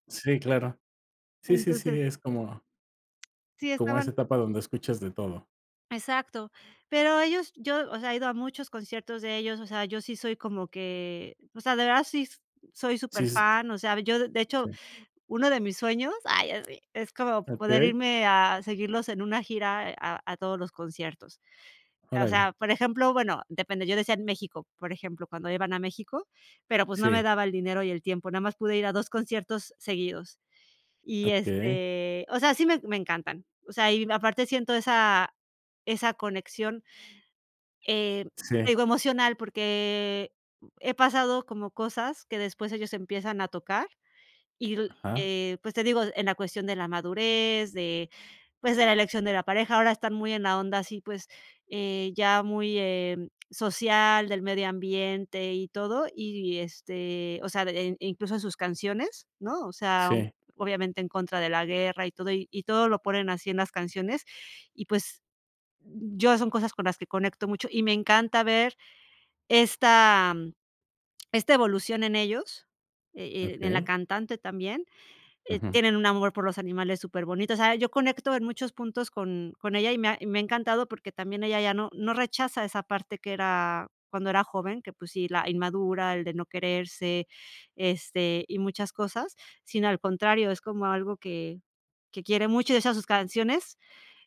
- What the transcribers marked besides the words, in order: tapping; other background noise
- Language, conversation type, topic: Spanish, podcast, ¿Qué músico descubriste por casualidad que te cambió la vida?